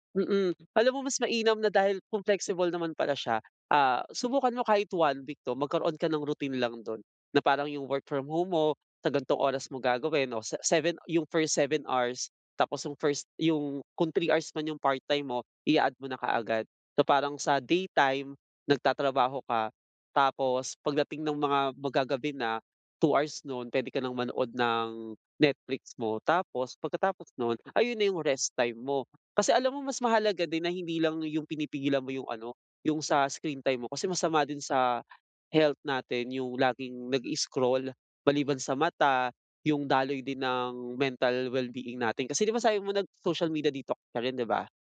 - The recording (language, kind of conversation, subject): Filipino, advice, Bakit pabago-bago ang oras ng pagtulog ko at paano ko ito maaayos?
- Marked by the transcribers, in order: none